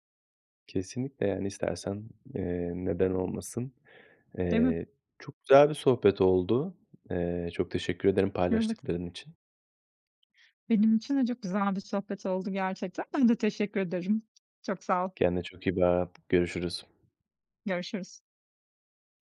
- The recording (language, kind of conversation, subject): Turkish, podcast, İnsanların kendilerini ait hissetmesini sence ne sağlar?
- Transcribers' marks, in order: other background noise